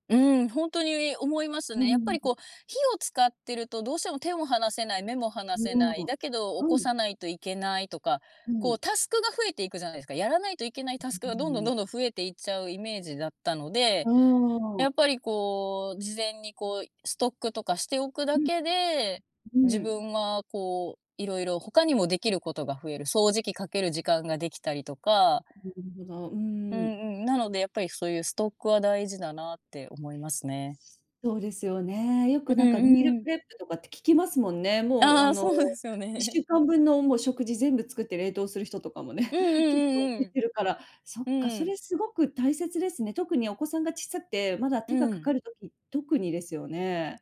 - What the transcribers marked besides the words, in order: none
- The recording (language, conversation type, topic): Japanese, podcast, 忙しい朝をどうやって乗り切っていますか？